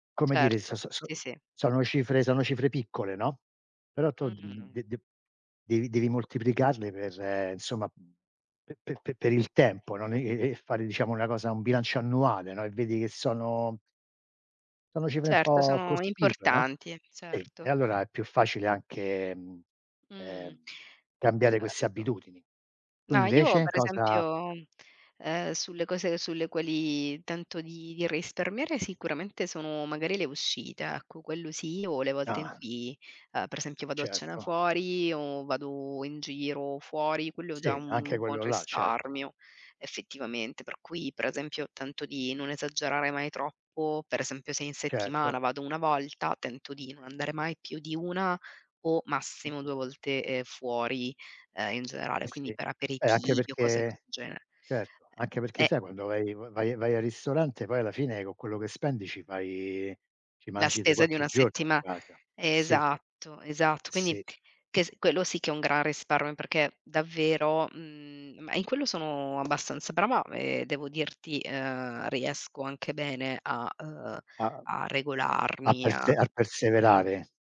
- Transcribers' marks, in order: none
- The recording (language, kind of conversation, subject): Italian, unstructured, Qual è il tuo piano per risparmiare in vista di un grande acquisto futuro?